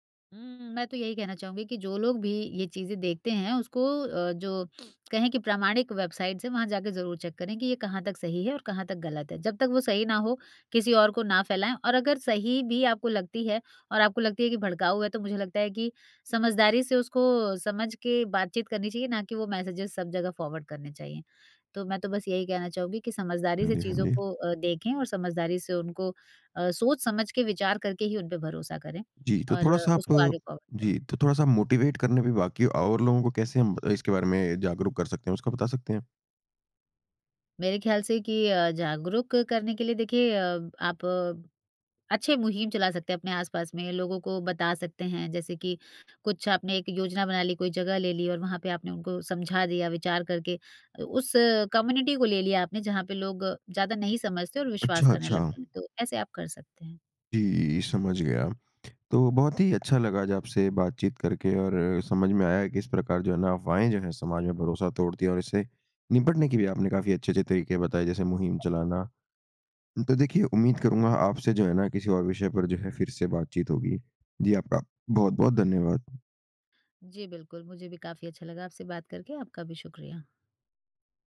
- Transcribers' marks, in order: sniff; in English: "मैसेजेज़"; in English: "फ़ॉरवर्ड"; in English: "फ़ॉरवर्ड"; in English: "मोटिवेट"; in English: "कम्युनिटी"
- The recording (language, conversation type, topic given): Hindi, podcast, समाज में अफवाहें भरोसा कैसे तोड़ती हैं, और हम उनसे कैसे निपट सकते हैं?